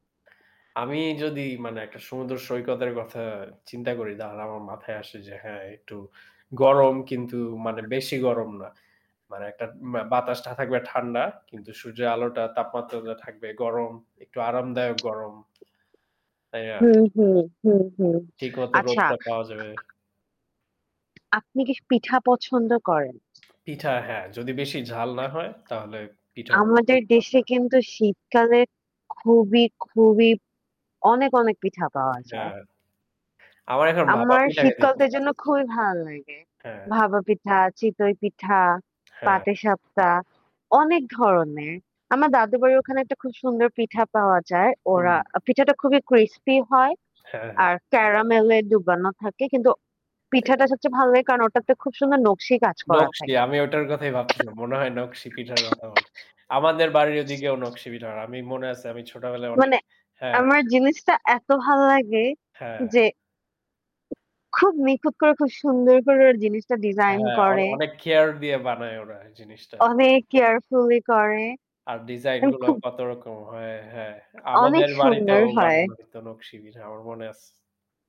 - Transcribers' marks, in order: tapping; other background noise; distorted speech; static; cough
- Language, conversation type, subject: Bengali, unstructured, গ্রীষ্মকাল আর শীতকালের মধ্যে কোনটা তোমার প্রিয় ঋতু?